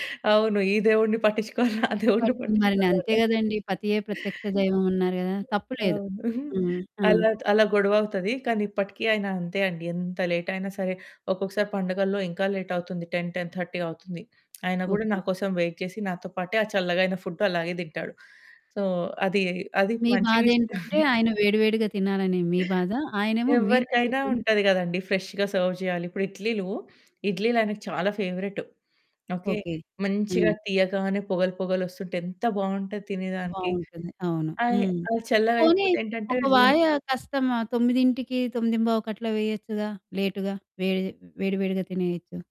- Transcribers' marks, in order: laughing while speaking: "పట్టిచ్చుకోవాలా? ఆ దేవుడిని పట్టిచ్చుకోవాలా? అనే"; distorted speech; other background noise; giggle; in English: "టెన్ టెన్ థర్టీ"; in English: "వెయిట్"; in English: "సో"; chuckle; in English: "ఫ్రెష్‌గా సర్వ్"; static; unintelligible speech
- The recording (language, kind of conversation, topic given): Telugu, podcast, నీ ఉదయపు దినచర్య ఎలా ఉంటుంది?